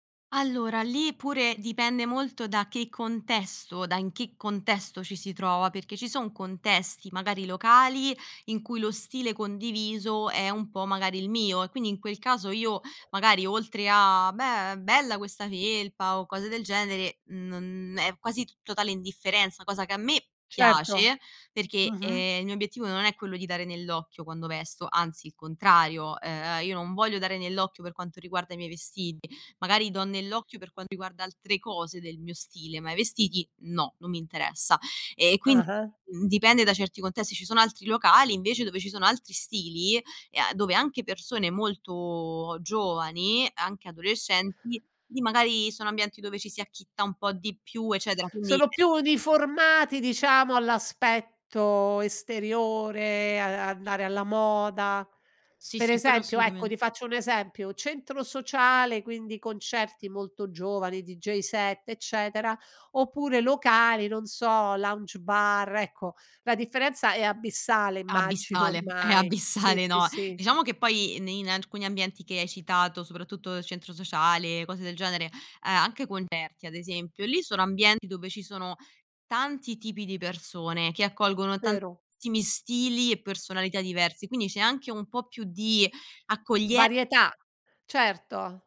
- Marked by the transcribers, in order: other background noise; laughing while speaking: "immagino"; laughing while speaking: "è abissale"; "tantissimi" said as "tanissimi"
- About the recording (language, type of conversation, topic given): Italian, podcast, Come pensi che evolva il tuo stile con l’età?